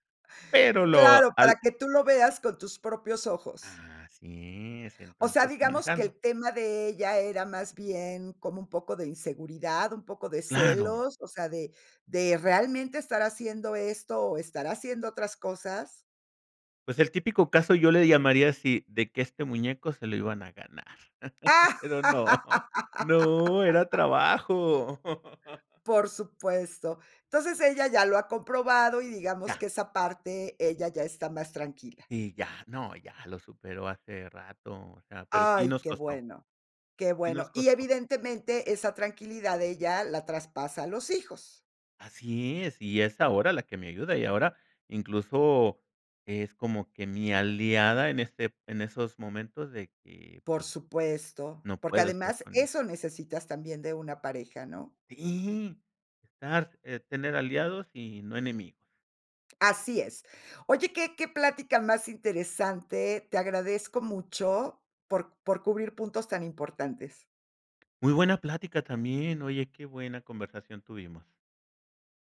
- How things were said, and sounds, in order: laugh; laugh; laughing while speaking: "pero no, no, era trabajo"; unintelligible speech
- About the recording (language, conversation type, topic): Spanish, podcast, ¿Qué te lleva a priorizar a tu familia sobre el trabajo, o al revés?